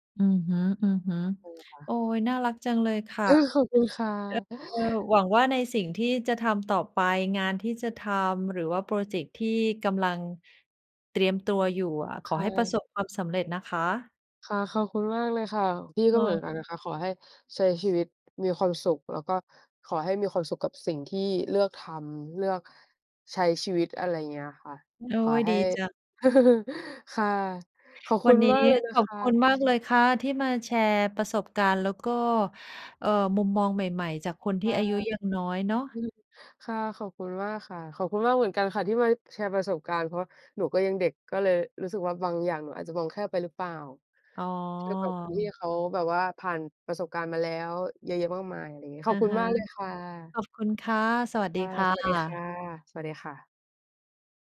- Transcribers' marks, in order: inhale; other background noise; chuckle; other noise
- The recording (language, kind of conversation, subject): Thai, unstructured, คุณคิดอย่างไรกับการเริ่มต้นทำงานตั้งแต่อายุยังน้อย?